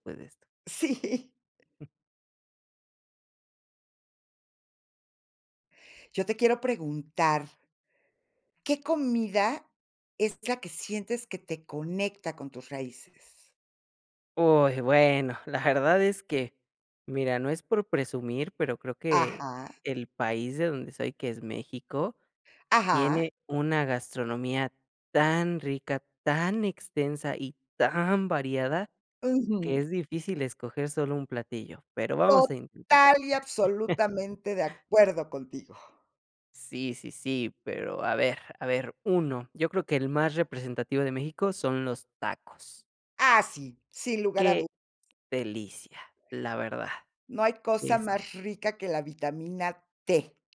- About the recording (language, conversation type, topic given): Spanish, podcast, ¿Qué comida te conecta con tus raíces?
- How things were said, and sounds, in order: laughing while speaking: "Sí"; other noise; stressed: "tan"; chuckle; tapping